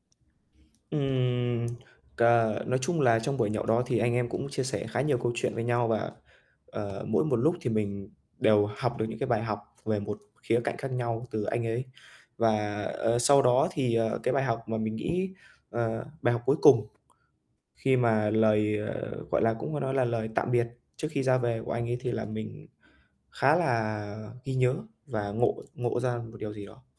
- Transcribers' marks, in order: tapping; static; other background noise
- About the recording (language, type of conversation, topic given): Vietnamese, podcast, Bạn đã từng có chuyến đi nào khiến bạn thay đổi không?